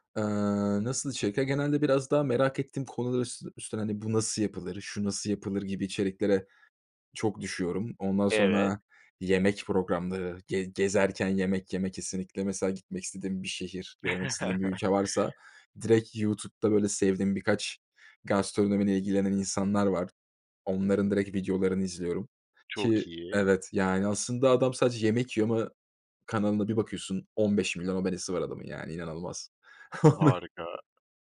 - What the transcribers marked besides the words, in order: chuckle; chuckle; other background noise
- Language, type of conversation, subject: Turkish, podcast, Sence geleneksel televizyon kanalları mı yoksa çevrim içi yayın platformları mı daha iyi?
- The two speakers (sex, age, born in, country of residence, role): male, 25-29, Turkey, Germany, guest; male, 30-34, Turkey, Poland, host